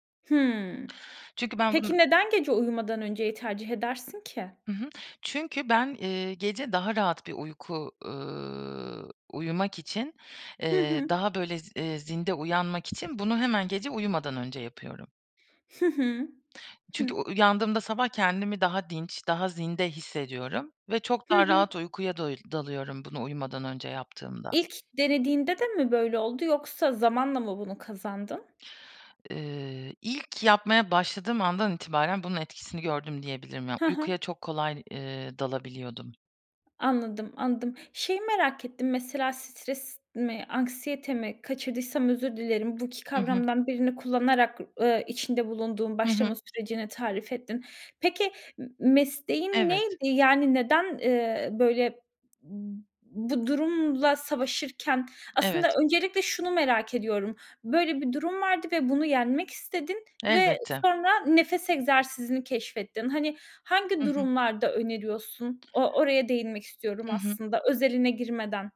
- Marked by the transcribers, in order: drawn out: "ııı"; tapping; other background noise
- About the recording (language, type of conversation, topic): Turkish, podcast, Kullanabileceğimiz nefes egzersizleri nelerdir, bizimle paylaşır mısın?